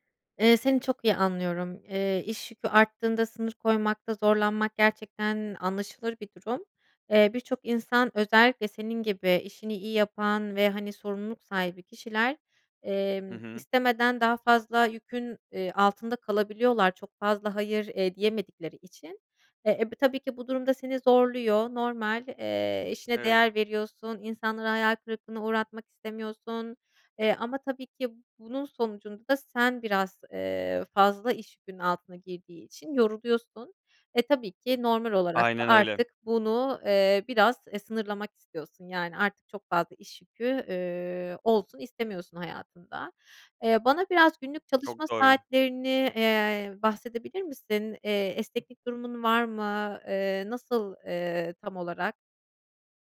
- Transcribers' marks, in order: none
- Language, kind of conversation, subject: Turkish, advice, İş yüküm arttığında nasıl sınır koyabilir ve gerektiğinde bazı işlerden nasıl geri çekilebilirim?